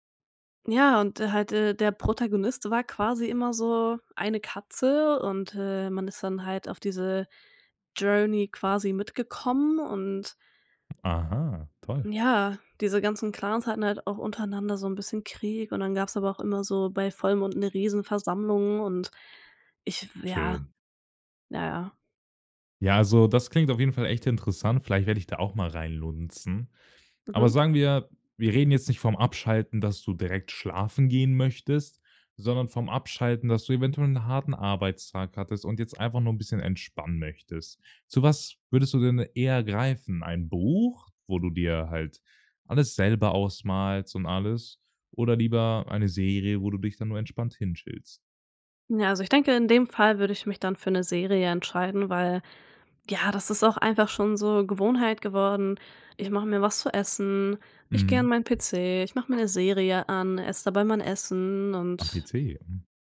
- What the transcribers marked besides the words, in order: in English: "Journey"; stressed: "Buch"
- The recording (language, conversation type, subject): German, podcast, Welches Medium hilft dir besser beim Abschalten: Buch oder Serie?